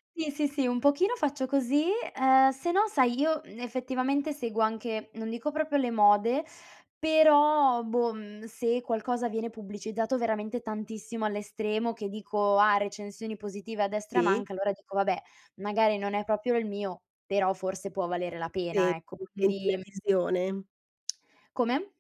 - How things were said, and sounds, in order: tongue click
- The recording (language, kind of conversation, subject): Italian, podcast, Che effetto ha lo streaming sul modo in cui consumiamo l’intrattenimento?